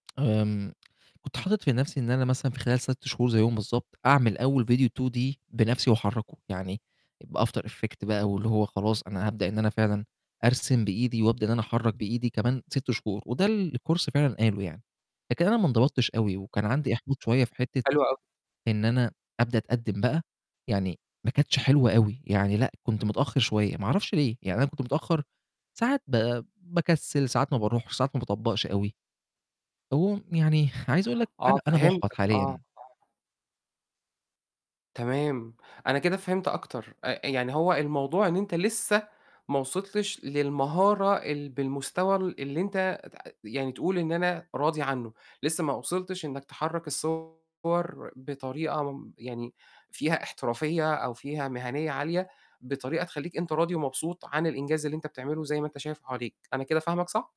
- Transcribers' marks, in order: tapping; in English: "two 2D"; in English: "بAfter Effect"; in English: "الCourse"; "العموم" said as "اموم"; distorted speech
- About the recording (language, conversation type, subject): Arabic, advice, إيه اللي بيخلّيك تحس بإحباط عشان تقدّمك بطيء ناحية هدف مهم؟